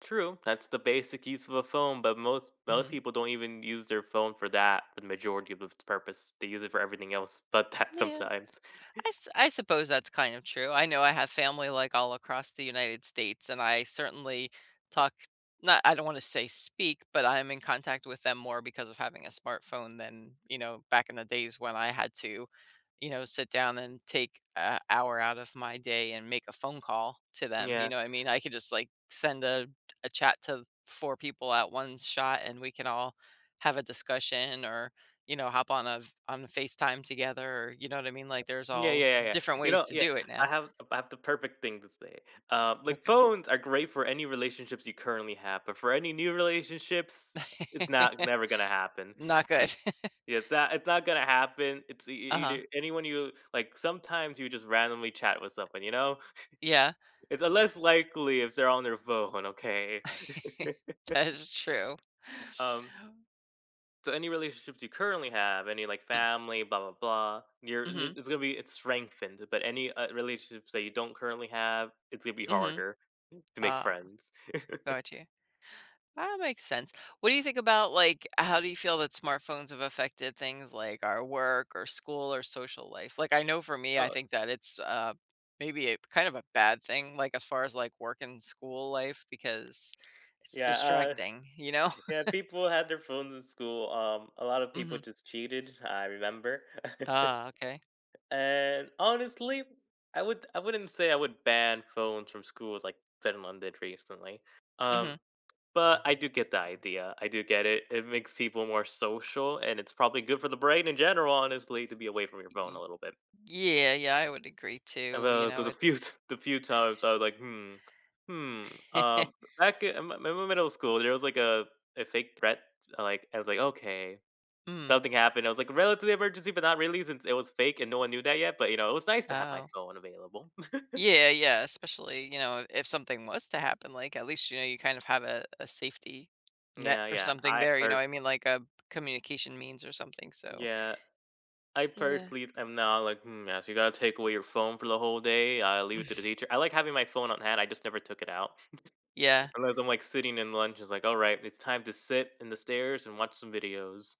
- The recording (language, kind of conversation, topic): English, unstructured, How have smartphones changed the world?
- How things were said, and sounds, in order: laughing while speaking: "but that sometimes"; other background noise; laugh; chuckle; chuckle; laughing while speaking: "That is true"; laugh; tapping; chuckle; chuckle; chuckle; chuckle; chuckle; chuckle; chuckle